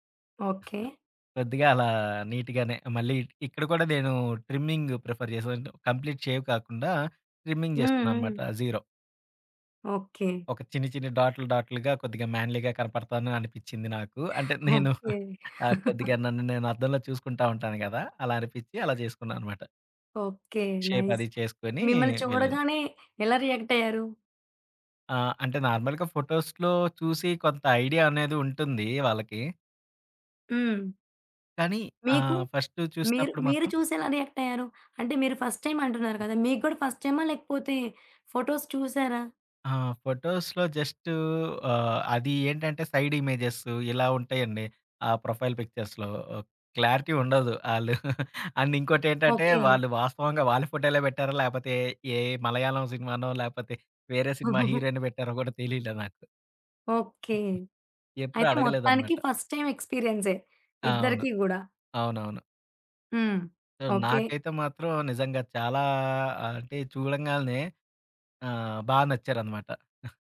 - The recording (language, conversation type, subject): Telugu, podcast, మొదటి చూపులో మీరు ఎలా కనిపించాలనుకుంటారు?
- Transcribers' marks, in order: giggle; in English: "ట్రిమ్మింగ్ ప్రిఫర్"; in English: "కంప్లీట్ షేవ్"; in English: "ట్రిమ్మింగ్"; in English: "జీరో"; in English: "మ్యాన్‌లీ‌గా"; chuckle; in English: "నైస్"; in English: "షేప్"; other background noise; in English: "నార్మల్‌గా ఫోటోస్‌లో"; in English: "ఫస్ట్"; in English: "ఫస్ట్ టైమ్"; in English: "ఫస్ట్"; in English: "ఫోటోస్"; in English: "ఫోటోస్‌లో"; in English: "సైడ్ ఇమేజెస్"; in English: "ప్రొఫైల్ పిక్చర్స్‌లో క్లారిటీ"; chuckle; in English: "అండ్"; giggle; in English: "ఫస్ట్ టైమ్"; tapping; in English: "సో"